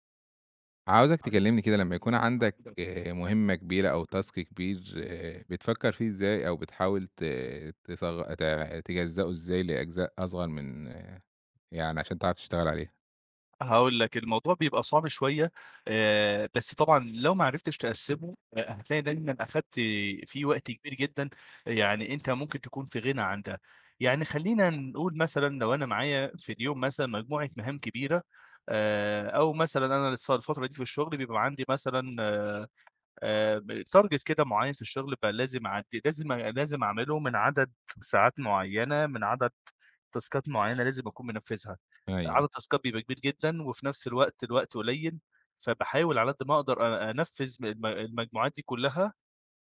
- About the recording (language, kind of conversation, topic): Arabic, podcast, إزاي بتقسّم المهام الكبيرة لخطوات صغيرة؟
- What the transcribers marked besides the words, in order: unintelligible speech; tapping; in English: "task"; other background noise; in English: "target"; in English: "تاسكات"; in English: "تاسكات"